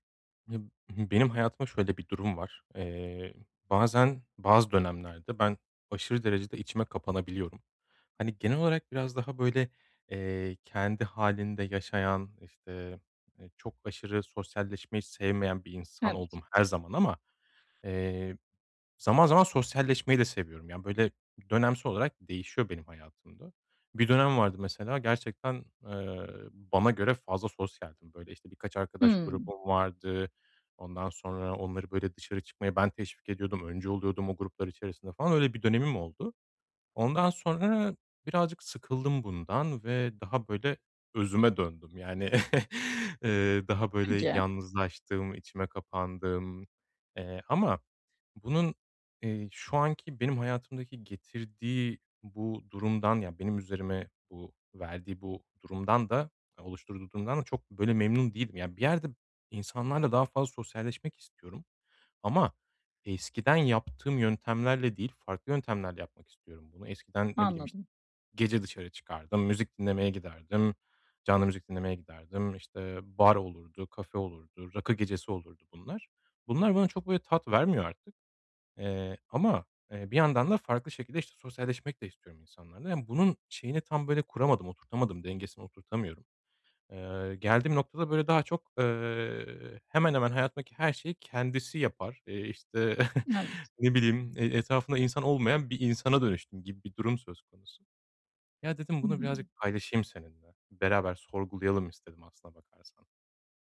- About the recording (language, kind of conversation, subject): Turkish, advice, Sosyal zamanla yalnız kalma arasında nasıl denge kurabilirim?
- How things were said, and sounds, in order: chuckle; tapping; other background noise; chuckle; other noise